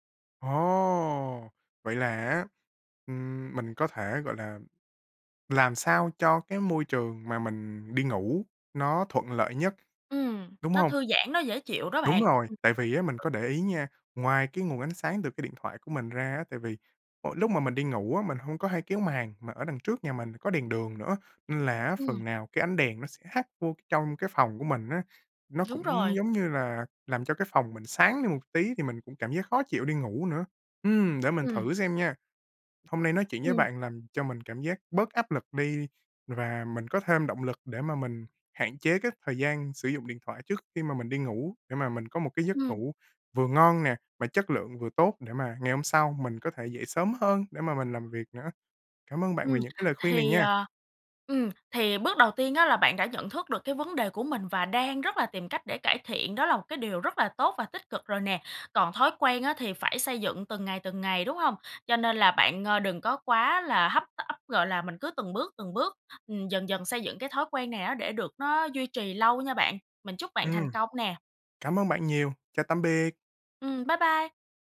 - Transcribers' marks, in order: drawn out: "Ồ!"; other background noise; tapping
- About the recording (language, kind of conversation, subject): Vietnamese, advice, Thói quen dùng điện thoại trước khi ngủ ảnh hưởng đến giấc ngủ của bạn như thế nào?